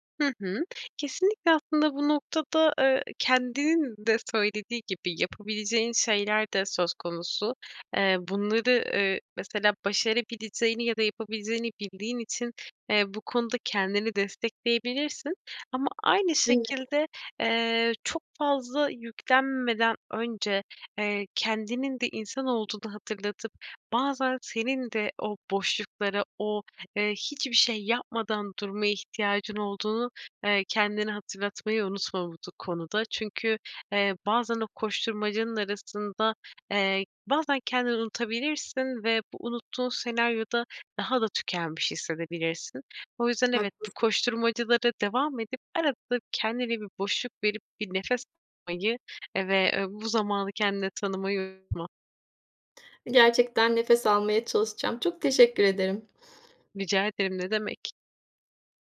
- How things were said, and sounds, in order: tapping; other background noise
- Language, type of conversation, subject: Turkish, advice, Uzun süreli tükenmişlikten sonra işe dönme kaygınızı nasıl yaşıyorsunuz?